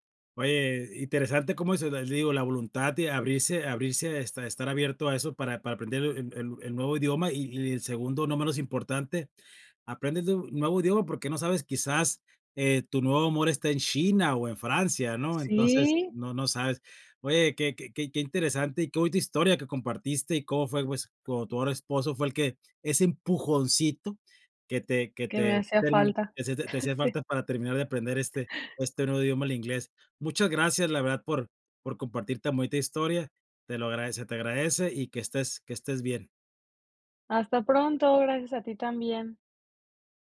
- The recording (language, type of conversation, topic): Spanish, podcast, ¿Cómo empezaste a estudiar un idioma nuevo y qué fue lo que más te ayudó?
- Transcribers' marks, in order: laughing while speaking: "Sí"